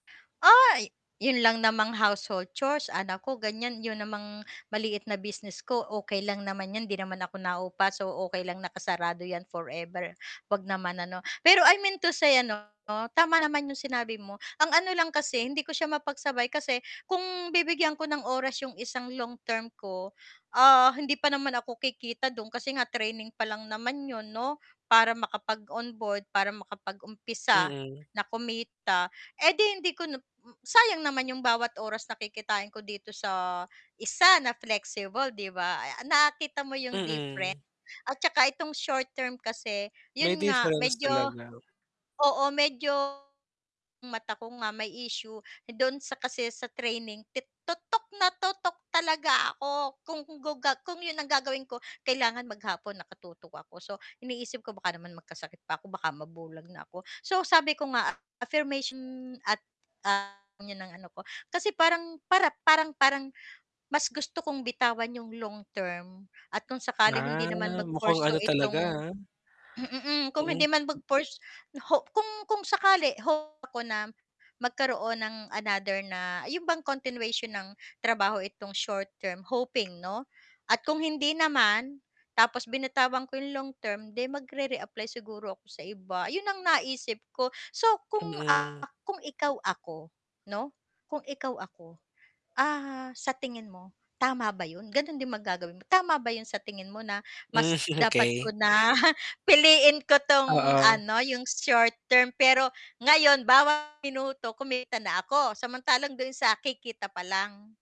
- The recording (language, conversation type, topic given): Filipino, advice, Paano ko pipiliin kung aling gawain ang dapat kong unahin?
- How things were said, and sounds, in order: distorted speech; static; tapping; other background noise